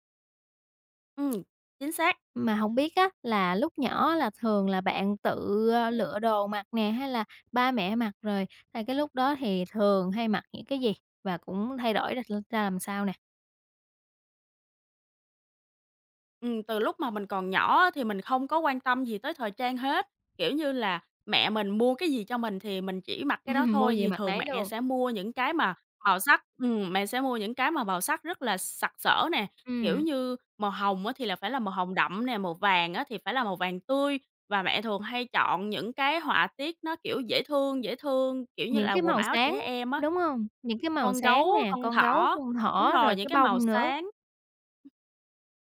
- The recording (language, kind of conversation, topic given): Vietnamese, podcast, Phong cách ăn mặc của bạn đã thay đổi như thế nào từ hồi nhỏ đến bây giờ?
- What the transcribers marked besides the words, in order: tapping; laughing while speaking: "Ừm"; other background noise